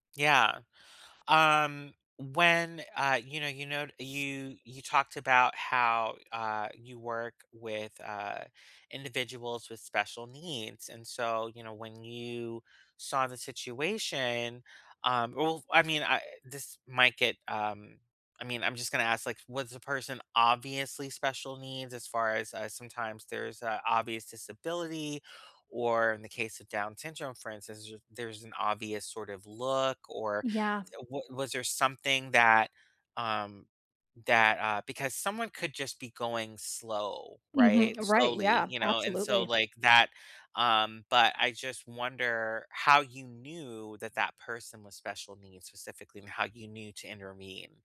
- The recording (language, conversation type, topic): English, unstructured, How do you handle situations when you see someone being treated unfairly?
- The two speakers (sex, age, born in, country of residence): female, 30-34, United States, United States; male, 35-39, United States, United States
- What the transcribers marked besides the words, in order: "know" said as "knowd"; other background noise